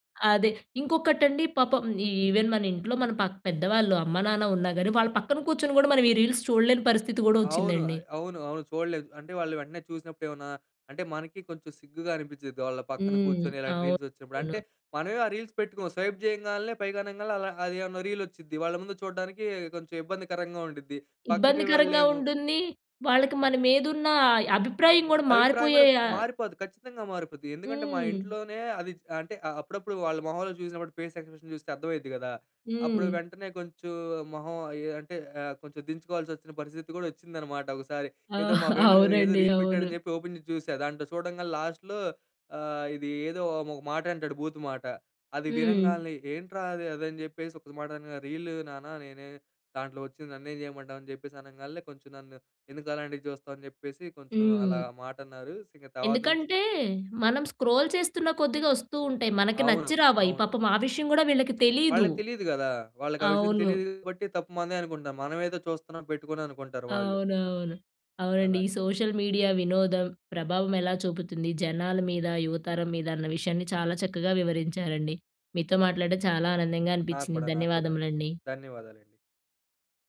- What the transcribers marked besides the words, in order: in English: "ఈవెన్"; in English: "రీల్స్"; in English: "రీల్స్"; in English: "రీల్స్"; in English: "స్వైప్"; in English: "రీల్"; in English: "ఫేస్ ఎక్స్ప్రెషన్"; chuckle; in English: "ఫ్రెండ్"; in English: "రీల్"; in English: "ఓపెన్"; in English: "లాస్ట్‌లో"; in English: "రీల్"; in English: "స్క్రోల్"; in English: "సోషల్ మీడియా"
- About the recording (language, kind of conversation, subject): Telugu, podcast, సోషల్ మీడియా మీ వినోదపు రుచిని ఎలా ప్రభావితం చేసింది?